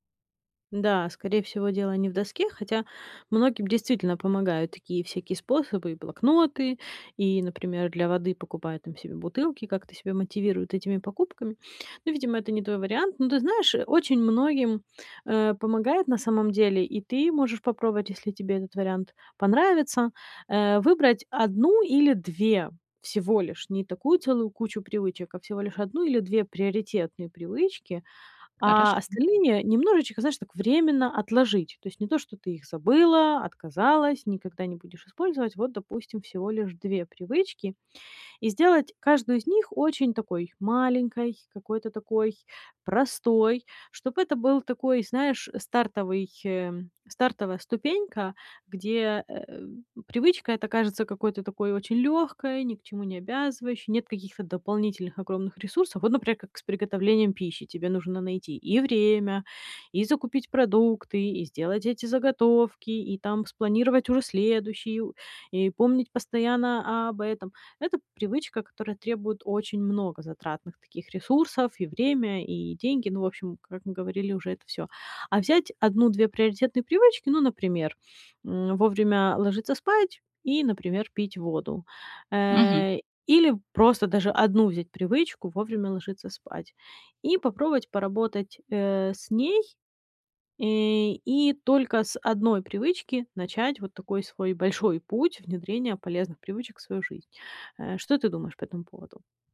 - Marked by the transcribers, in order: other background noise; tapping; grunt
- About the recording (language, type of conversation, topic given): Russian, advice, Как мне не пытаться одновременно сформировать слишком много привычек?